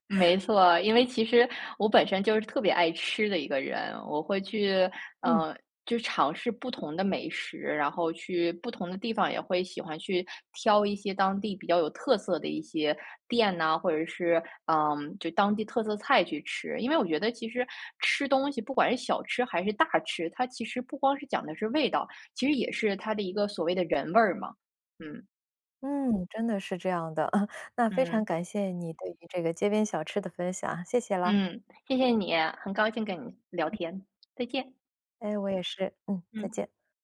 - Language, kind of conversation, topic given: Chinese, podcast, 你最喜欢的街边小吃是哪一种？
- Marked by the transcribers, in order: chuckle; other background noise